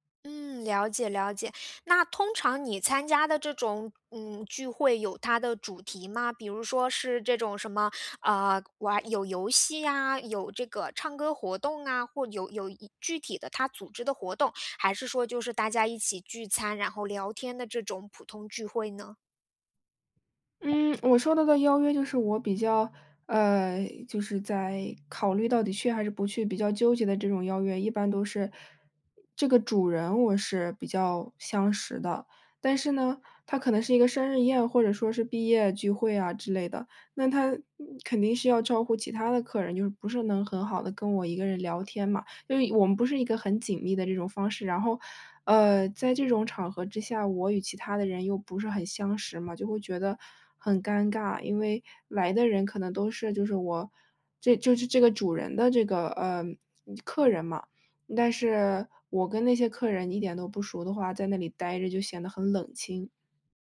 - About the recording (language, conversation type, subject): Chinese, advice, 我总是担心错过别人的聚会并忍不住与人比较，该怎么办？
- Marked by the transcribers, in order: other background noise